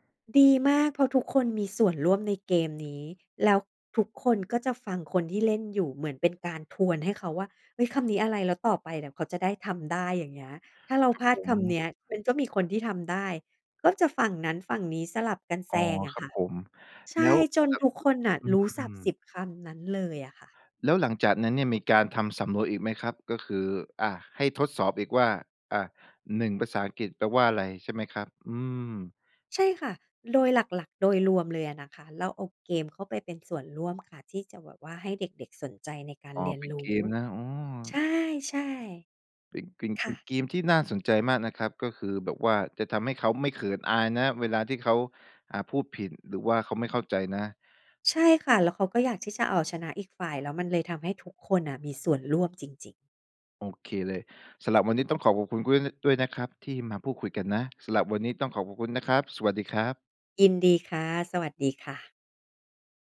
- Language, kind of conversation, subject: Thai, podcast, คุณอยากให้เด็ก ๆ สนุกกับการเรียนได้อย่างไรบ้าง?
- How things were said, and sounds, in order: none